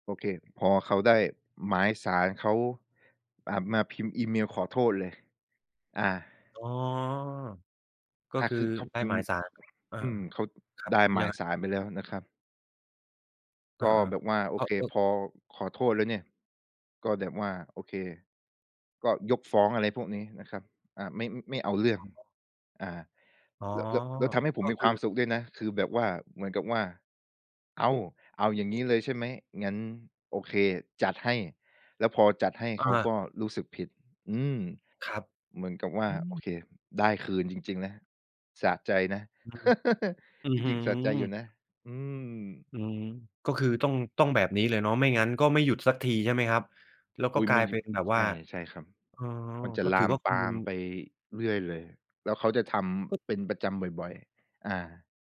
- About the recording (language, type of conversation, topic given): Thai, podcast, เวลาเครียดมากๆ คุณมีวิธีคลายเครียดอย่างไร?
- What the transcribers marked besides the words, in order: tapping; other background noise; chuckle